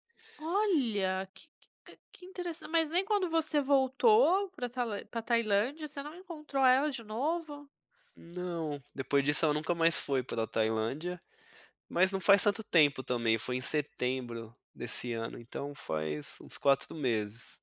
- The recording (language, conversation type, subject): Portuguese, podcast, Você pode me contar uma história de hospitalidade que recebeu durante uma viagem pela sua região?
- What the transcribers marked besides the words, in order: none